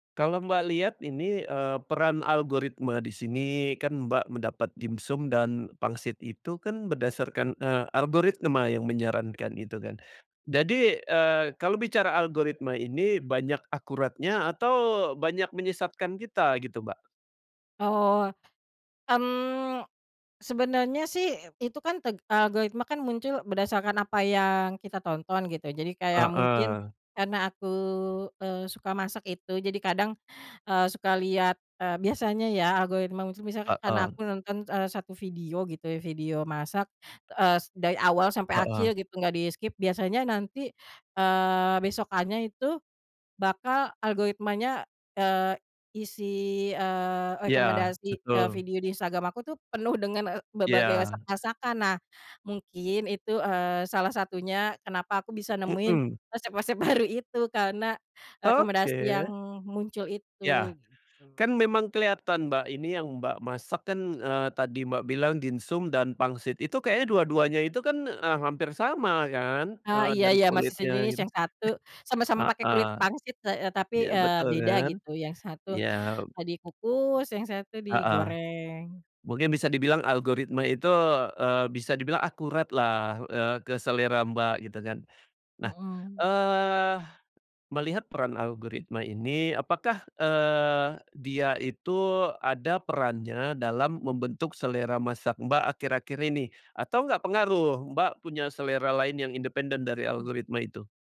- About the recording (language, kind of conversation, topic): Indonesian, podcast, Bisakah kamu menceritakan pengalaman saat mencoba memasak resep baru yang hasilnya sukses atau malah gagal?
- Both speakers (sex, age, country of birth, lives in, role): female, 30-34, Indonesia, Indonesia, guest; male, 40-44, Indonesia, Indonesia, host
- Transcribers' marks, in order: tapping; in English: "di-skip"; laughing while speaking: "baru"; throat clearing